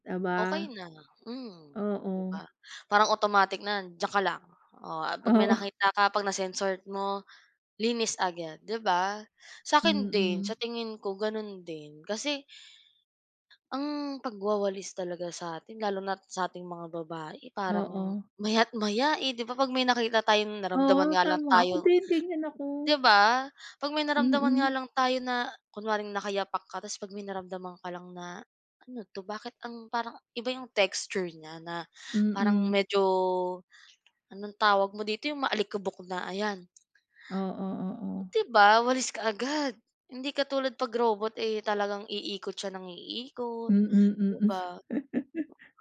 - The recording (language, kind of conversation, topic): Filipino, unstructured, Paano makatutulong ang mga robot sa mga gawaing bahay?
- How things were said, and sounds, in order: laughing while speaking: "Oo"; laugh